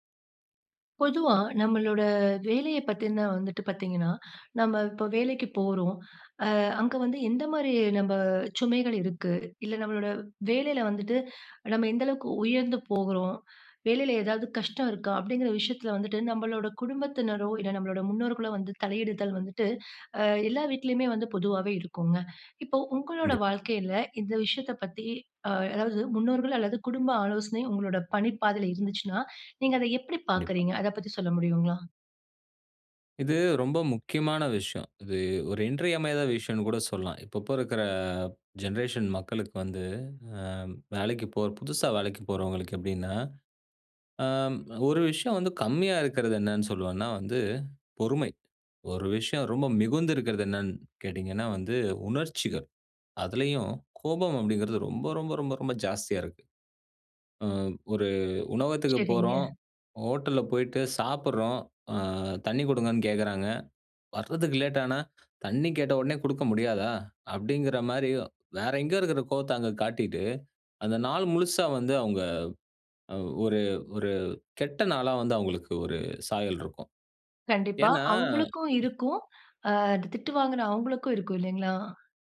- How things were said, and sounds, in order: in English: "ஜெனரேஷன்"
- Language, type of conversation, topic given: Tamil, podcast, முன்னோர்கள் அல்லது குடும்ப ஆலோசனை உங்கள் தொழில் பாதைத் தேர்வில் எவ்வளவு தாக்கத்தைச் செலுத்தியது?